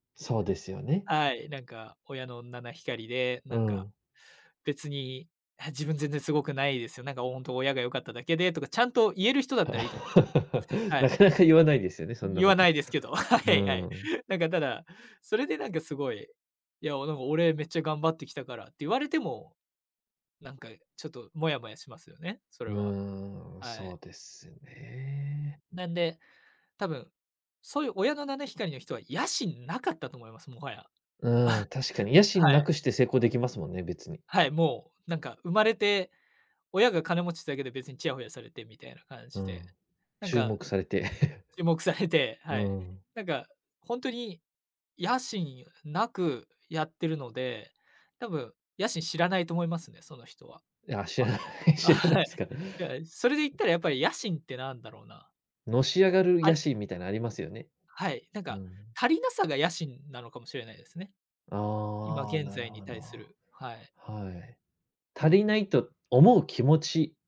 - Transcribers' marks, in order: chuckle; laugh; other background noise; chuckle; chuckle; laughing while speaking: "あ、はい"; laughing while speaking: "知らない、知らないすか"
- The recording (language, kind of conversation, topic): Japanese, podcast, ぶっちゃけ、野心はどこから来ますか?